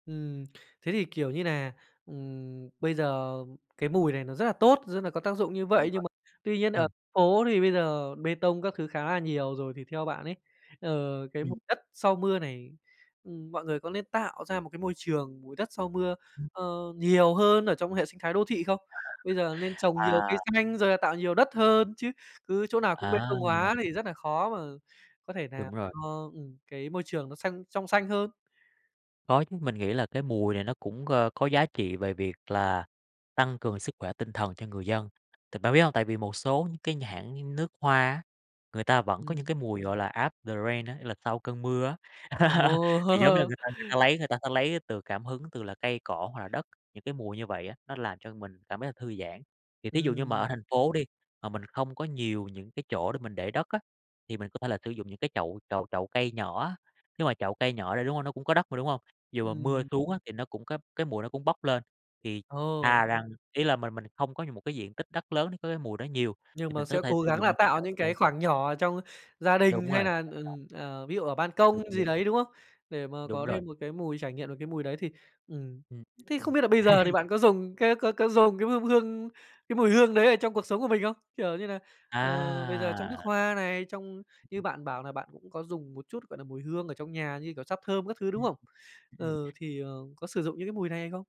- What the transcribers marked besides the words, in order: other background noise; laugh; "làm" said as "nàm"; tapping; in English: "after the rain"; laugh; laughing while speaking: "Ồ!"; laugh
- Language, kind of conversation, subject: Vietnamese, podcast, Bạn có ấn tượng gì về mùi đất sau cơn mưa không?